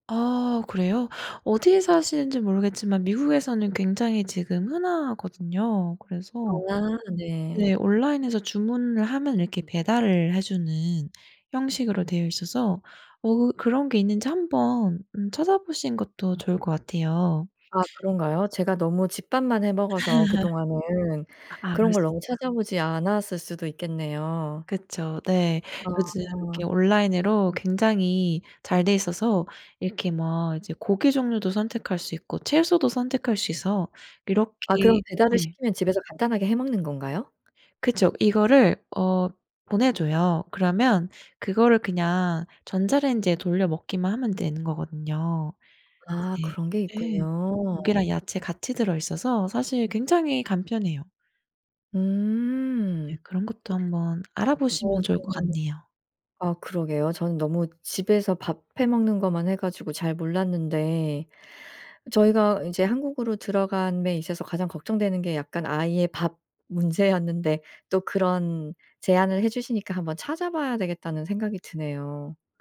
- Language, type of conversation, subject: Korean, advice, 도시나 다른 나라로 이주할지 결정하려고 하는데, 어떤 점을 고려하면 좋을까요?
- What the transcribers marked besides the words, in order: other background noise; laugh; tapping